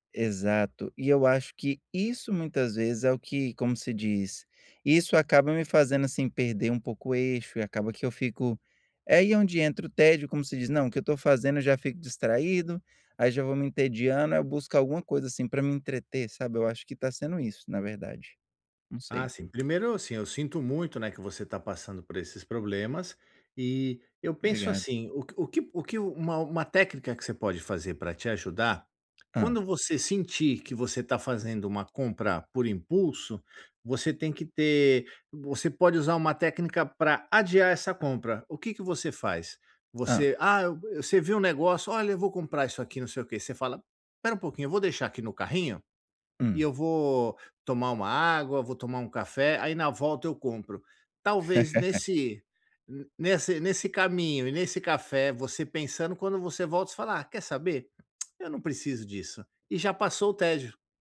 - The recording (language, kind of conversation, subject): Portuguese, advice, Como posso parar de gastar dinheiro quando estou entediado ou procurando conforto?
- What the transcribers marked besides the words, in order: tapping; laugh; tongue click